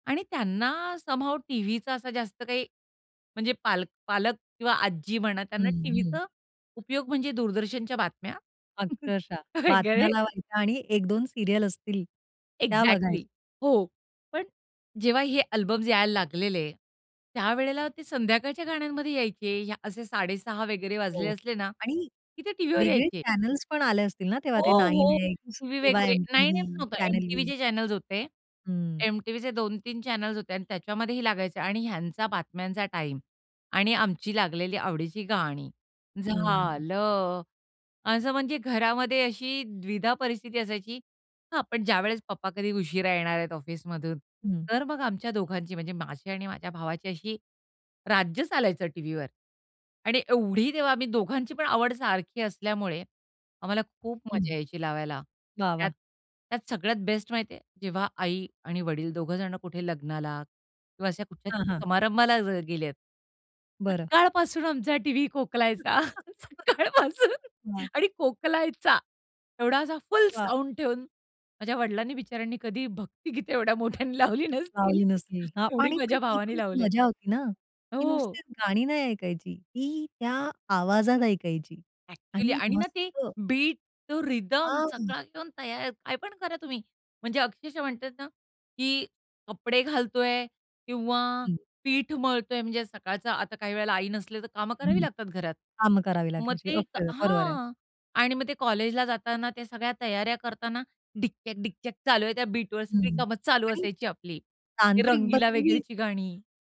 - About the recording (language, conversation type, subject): Marathi, podcast, कुटुंबामुळे तुझी गाण्यांची पसंती कशी बदलली?
- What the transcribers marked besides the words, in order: in English: "सम हाउ"; laughing while speaking: "काय कळे"; other background noise; in English: "एक्झॅक्टली"; in English: "अल्बम्स"; in English: "चॅनल्स"; in English: "चॅनेल"; in English: "चॅनल्स"; anticipating: "सकाळपासून आमचा टीव्ही खोकलायचा"; chuckle; laughing while speaking: "सकाळपासून"; in English: "साउंड"; laughing while speaking: "मोठ्यांनी लावली नसतील"; in English: "बीट"; in English: "रिदम"; put-on voice: "डिक्चक डिक्चक"; in English: "बीटवर"